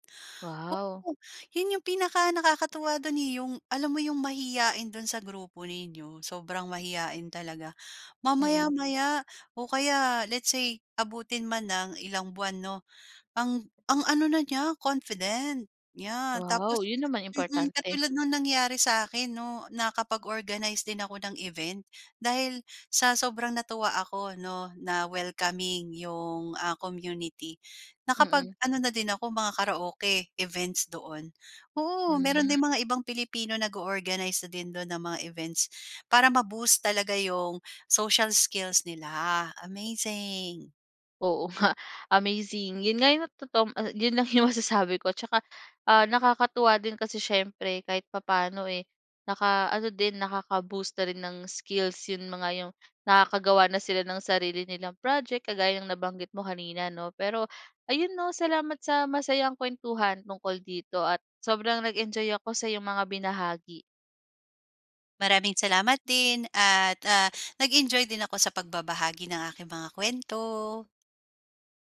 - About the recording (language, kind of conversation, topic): Filipino, podcast, Ano ang makakatulong sa isang taong natatakot lumapit sa komunidad?
- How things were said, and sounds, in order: other background noise; in English: "ma-boost"; in English: "social skills"; in English: "nakaka-boost"